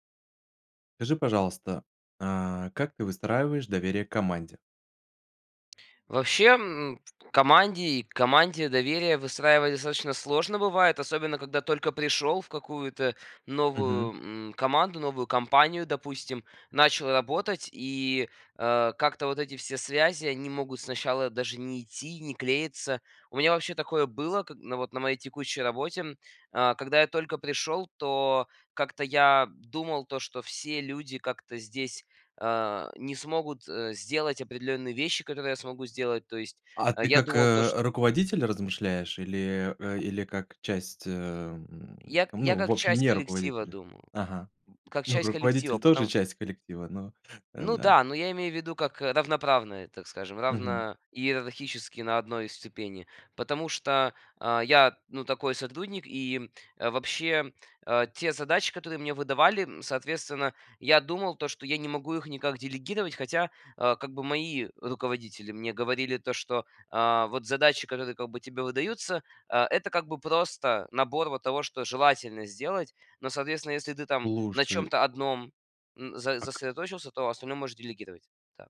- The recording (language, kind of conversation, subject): Russian, podcast, Как вы выстраиваете доверие в команде?
- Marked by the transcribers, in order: none